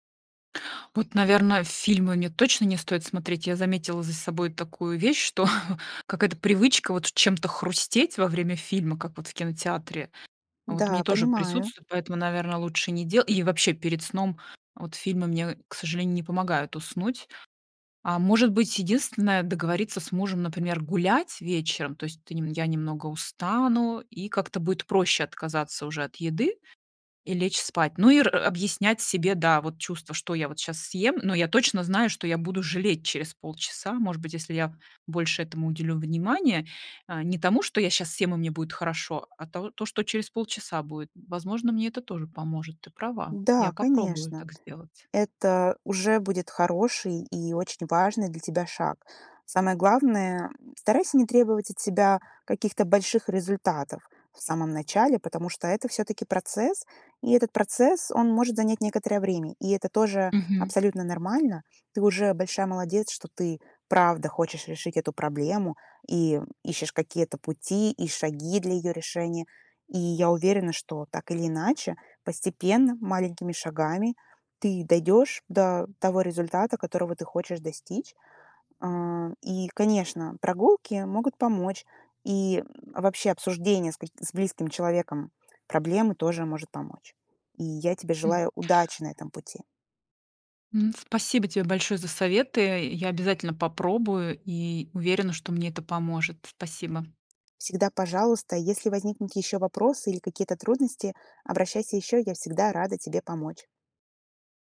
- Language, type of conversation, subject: Russian, advice, Почему я срываюсь на нездоровую еду после стрессового дня?
- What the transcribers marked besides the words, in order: laughing while speaking: "что"; other background noise